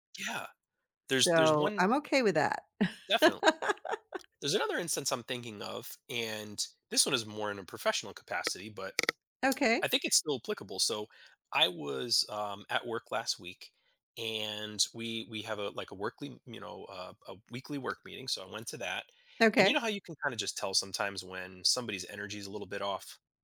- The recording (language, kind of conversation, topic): English, unstructured, Why do small acts of kindness have such a big impact on our lives?
- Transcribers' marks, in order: tapping; laugh